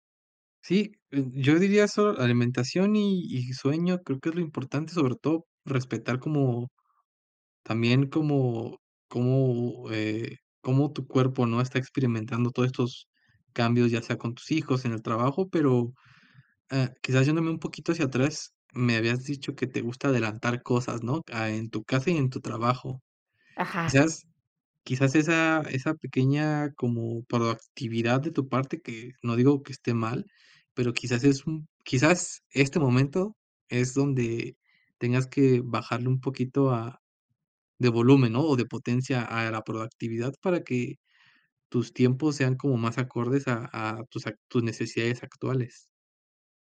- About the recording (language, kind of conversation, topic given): Spanish, advice, ¿Cómo has descuidado tu salud al priorizar el trabajo o cuidar a otros?
- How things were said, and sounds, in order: none